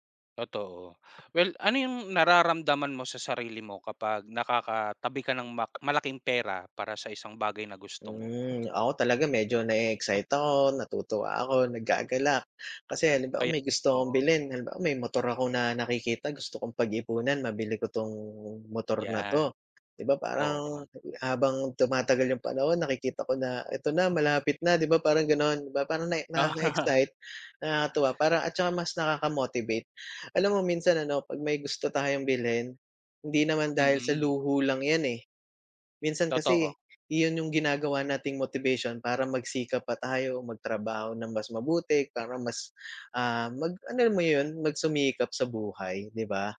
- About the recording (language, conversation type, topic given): Filipino, unstructured, Ano ang pakiramdam mo kapag nakakatipid ka ng pera?
- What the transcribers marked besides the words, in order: tapping; laugh